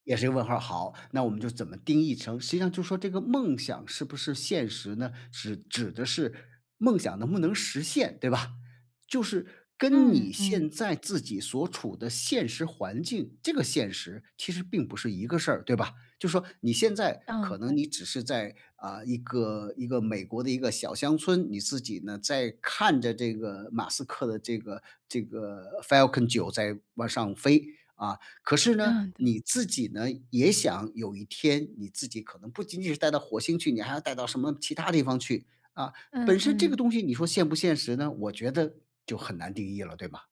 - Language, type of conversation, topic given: Chinese, podcast, 你是怎么平衡梦想和现实的?
- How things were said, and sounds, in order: none